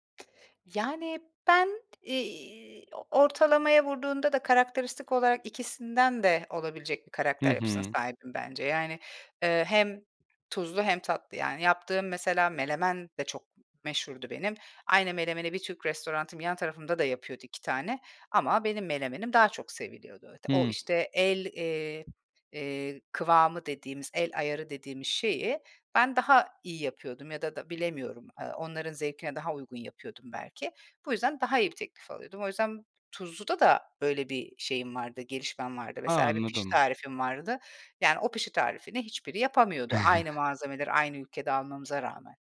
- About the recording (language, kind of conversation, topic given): Turkish, podcast, Kendi imzanı taşıyacak bir tarif yaratmaya nereden başlarsın?
- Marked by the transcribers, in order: other background noise; tapping; "menemen" said as "melemen"; "menemeni" said as "melemeni"; "restoranım" said as "restorantım"; "menemenim" said as "melemenim"; chuckle